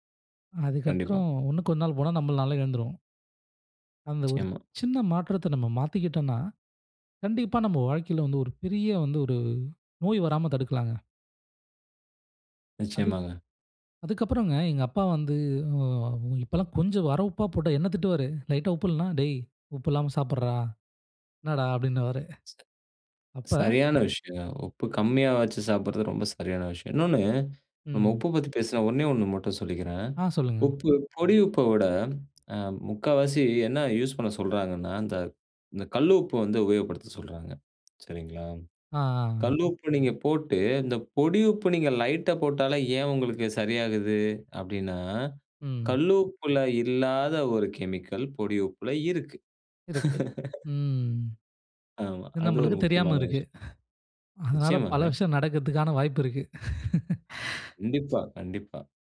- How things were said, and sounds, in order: other background noise; laugh; breath; laugh
- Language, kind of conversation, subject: Tamil, podcast, உணவில் சிறிய மாற்றங்கள் எப்படி வாழ்க்கையை பாதிக்க முடியும்?